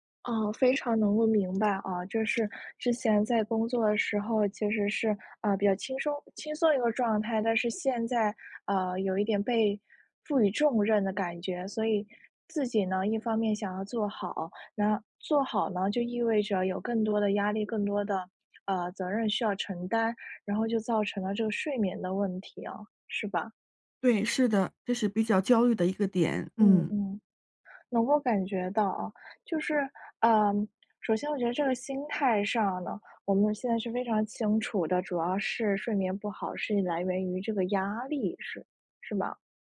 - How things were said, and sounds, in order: other background noise
- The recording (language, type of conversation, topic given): Chinese, advice, 为什么我睡醒后仍然感到疲惫、没有精神？